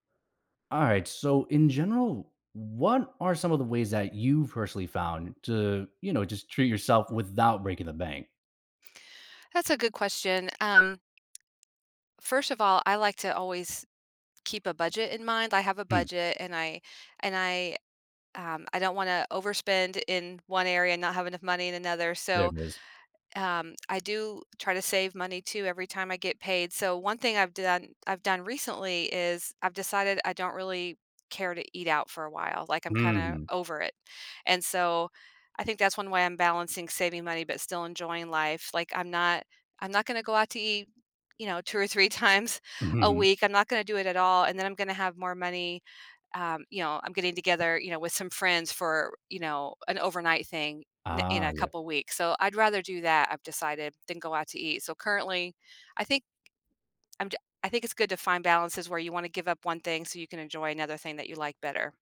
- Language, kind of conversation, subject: English, unstructured, How do you balance saving money and enjoying life?
- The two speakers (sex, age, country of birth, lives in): female, 55-59, United States, United States; male, 25-29, Colombia, United States
- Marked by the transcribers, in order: other background noise; tapping; laughing while speaking: "three times"; laughing while speaking: "Mhm"